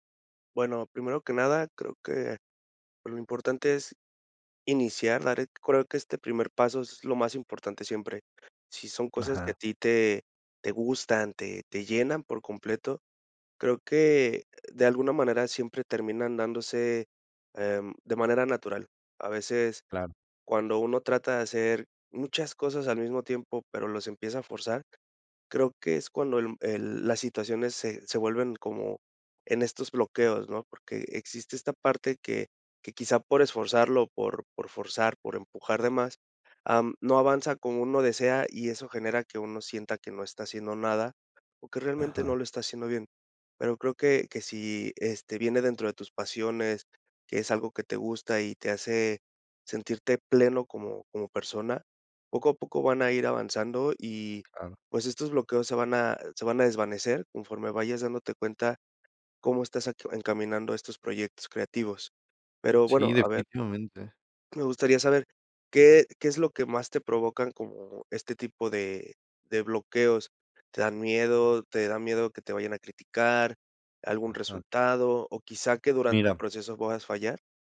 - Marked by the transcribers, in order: other noise; other background noise
- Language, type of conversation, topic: Spanish, advice, ¿Cómo puedo superar el bloqueo de empezar un proyecto creativo por miedo a no hacerlo bien?